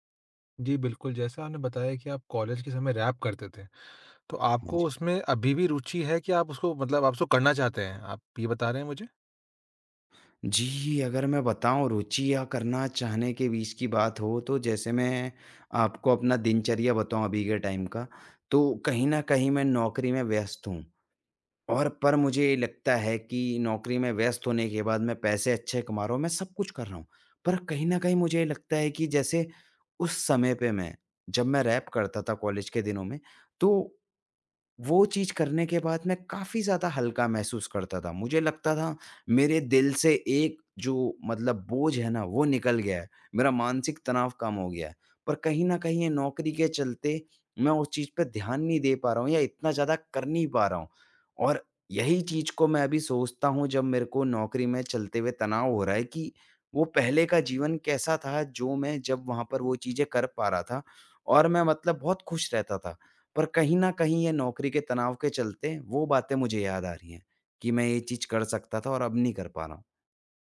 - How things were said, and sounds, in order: in English: "टाइम"
- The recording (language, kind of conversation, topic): Hindi, advice, नए अवसरों के लिए मैं अधिक खुला/खुली और जिज्ञासु कैसे बन सकता/सकती हूँ?